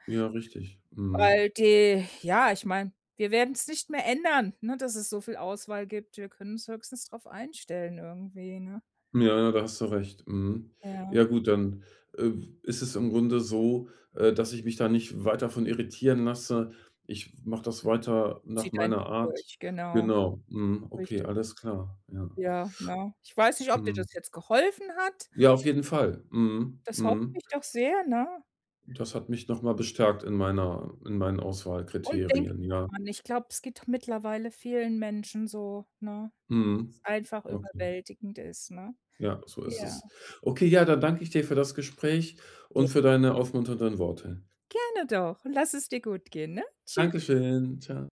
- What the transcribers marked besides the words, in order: trusting: "Und denk immer dran, ich … ist, ne? Ja"; joyful: "Gerne doch. Lass es dir gut gehen, ne? Tschüss"; joyful: "Dankeschön"
- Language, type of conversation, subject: German, advice, Wie kann ich mich beim Online- oder Ladenkauf weniger von der Auswahl überwältigt fühlen?